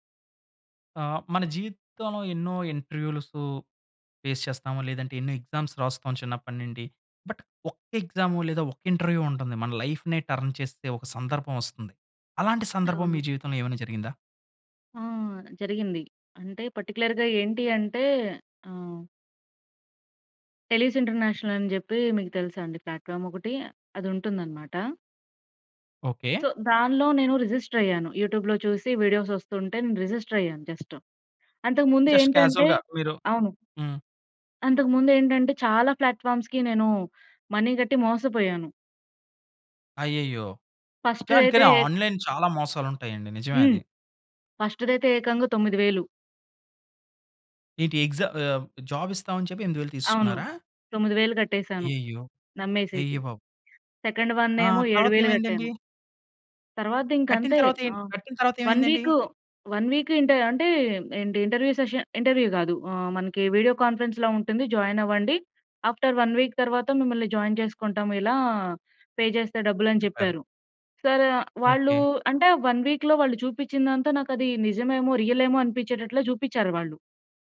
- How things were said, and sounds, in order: in English: "ఫేస్"; in English: "ఎగ్జామ్స్"; in English: "బట్"; in English: "ఇంటర్‌వ్యూ"; in English: "లైఫ్‌నే టర్న్"; in English: "పర్టి‌క్యు‌లర్‌గా"; in English: "టెలిస్ ఇంటర్నేషనల్"; in English: "సో"; in English: "యూట్యూబ్‌లో"; in English: "వీడియోస్"; in English: "జస్ట్"; in English: "జస్ట్ క్యా‌జువ‌ల్‌గా"; in English: "ప్లాట్‌ఫా‌మ్స్‌కి"; in English: "మనీ"; in English: "ఫస్ట్"; in English: "ఆన్‌లై‌న్"; in English: "సెకండ్"; in English: "వన్ వీక్, వన్ వీక్"; in English: "ఇంటర్‌వ్యూ సెషన్ ఇంటర్‌వ్యూ"; in English: "వీడియో కాన్ఫరెన్స్‌లా"; in English: "జాయిన్"; in English: "ఆఫ్‌టర్ వన్ వీక్"; in English: "జాయిన్"; in English: "పే"; in English: "వన్ వీక్‌లో"
- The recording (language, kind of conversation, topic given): Telugu, podcast, సరైన సమయంలో జరిగిన పరీక్ష లేదా ఇంటర్వ్యూ ఫలితం ఎలా మారింది?